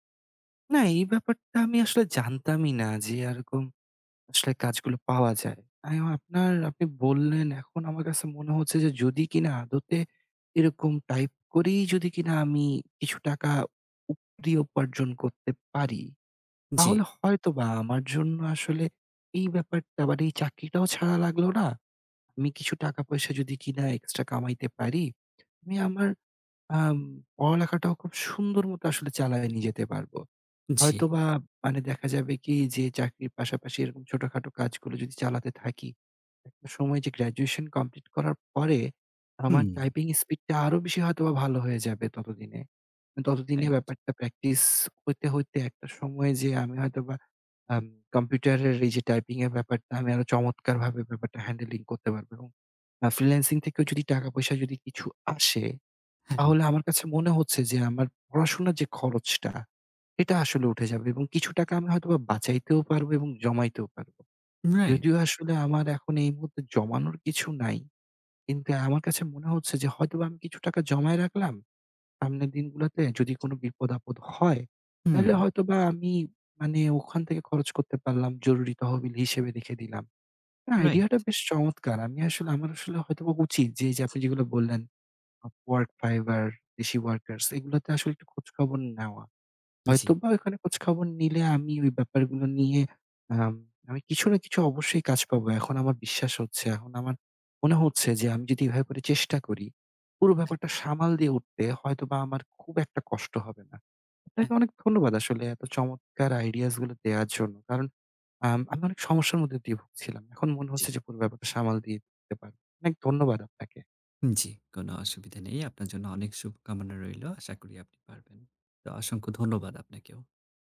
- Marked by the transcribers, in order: tapping; other background noise
- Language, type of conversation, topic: Bengali, advice, বাড়তি জীবনযাত্রার খরচে আপনার আর্থিক দুশ্চিন্তা কতটা বেড়েছে?